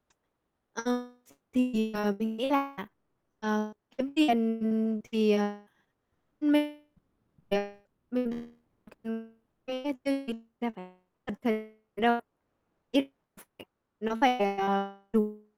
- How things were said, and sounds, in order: distorted speech; unintelligible speech; unintelligible speech
- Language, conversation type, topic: Vietnamese, podcast, Bạn chọn bạn đời dựa trên những tiêu chí nào?